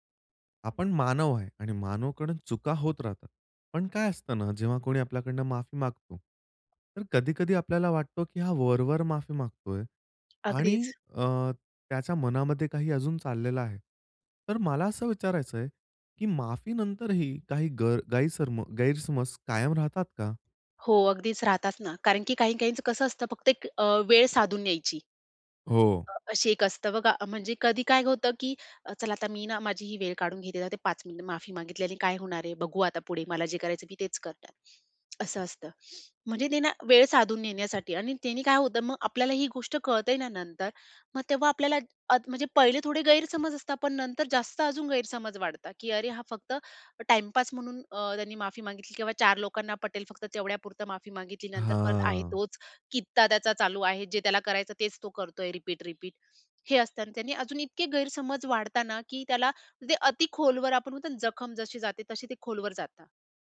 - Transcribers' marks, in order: tapping; in English: "रिपीट-रिपीट"
- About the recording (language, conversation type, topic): Marathi, podcast, माफीनंतरही काही गैरसमज कायम राहतात का?